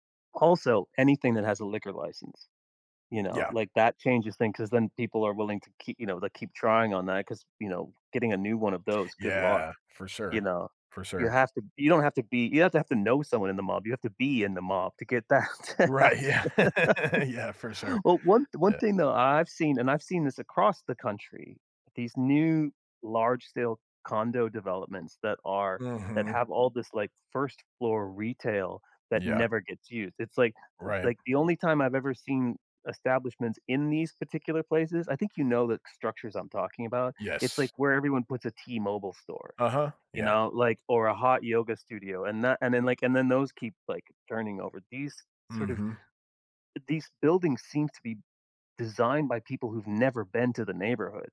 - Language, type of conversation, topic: English, unstructured, How can I make my neighborhood worth lingering in?
- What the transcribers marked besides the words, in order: laughing while speaking: "Right. Yeah"; laugh; laughing while speaking: "that to happen"; laugh